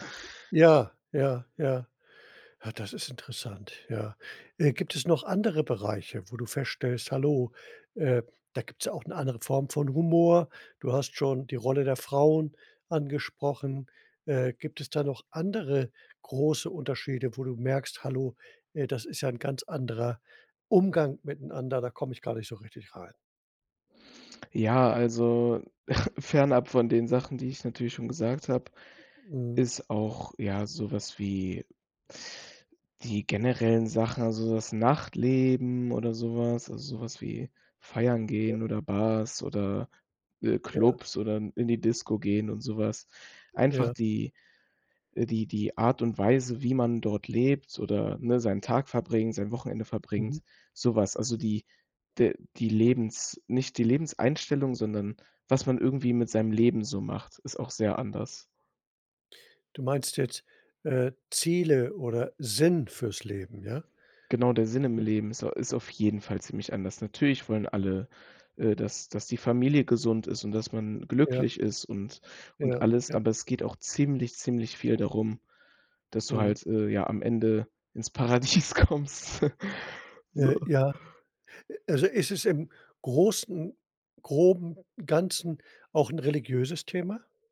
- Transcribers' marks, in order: other background noise; stressed: "Umgang"; chuckle; stressed: "jeden"; laughing while speaking: "Paradies kommst"; chuckle; yawn
- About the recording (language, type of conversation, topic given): German, podcast, Hast du dich schon einmal kulturell fehl am Platz gefühlt?